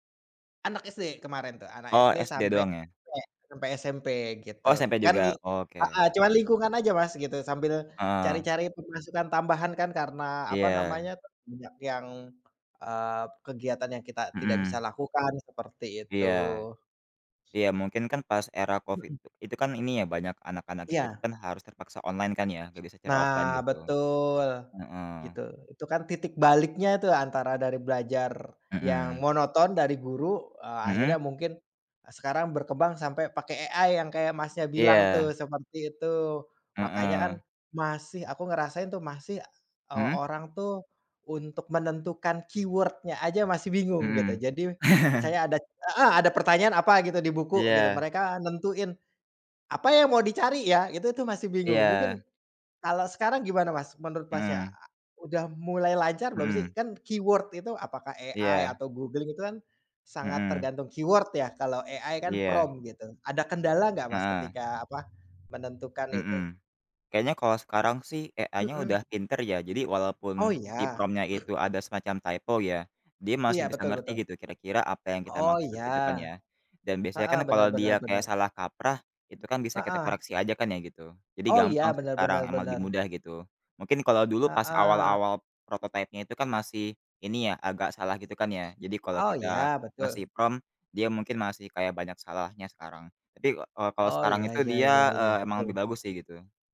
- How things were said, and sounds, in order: other background noise; in English: "AI"; in English: "keyword-nya"; laugh; in English: "keyword"; in English: "AI"; in English: "keyword"; in English: "AI"; in English: "prompt"; in English: "AI-nya"; in English: "prompt-nya"; in English: "prompt"
- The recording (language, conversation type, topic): Indonesian, unstructured, Bagaimana teknologi dapat membuat belajar menjadi pengalaman yang menyenangkan?